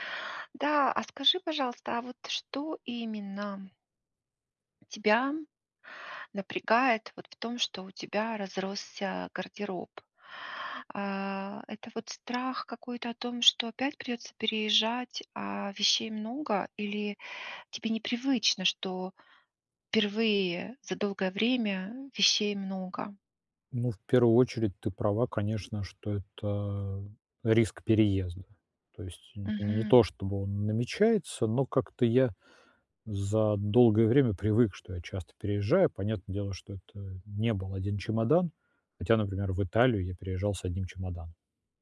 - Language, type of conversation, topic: Russian, advice, Как отпустить эмоциональную привязанность к вещам без чувства вины?
- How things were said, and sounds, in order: tapping